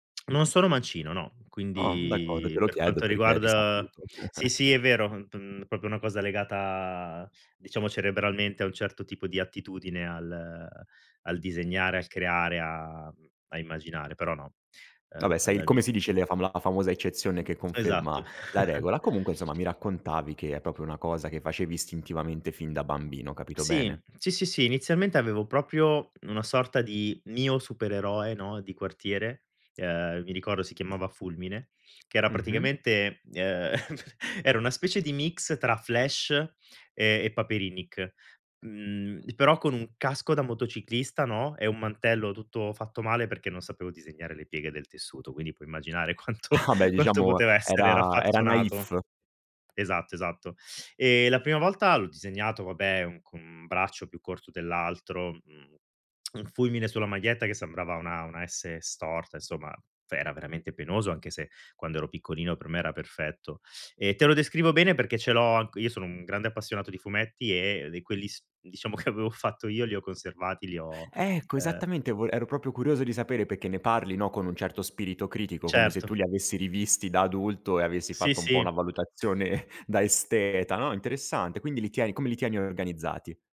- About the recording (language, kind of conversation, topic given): Italian, podcast, Hai mai creato fumetti, storie o personaggi da piccolo?
- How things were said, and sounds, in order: lip smack; chuckle; "proprio" said as "propio"; tapping; chuckle; "proprio" said as "propio"; "proprio" said as "propio"; other background noise; chuckle; laughing while speaking: "quanto"; laughing while speaking: "Ah"; lip smack; laughing while speaking: "che avevo fatto io"; "proprio" said as "propio"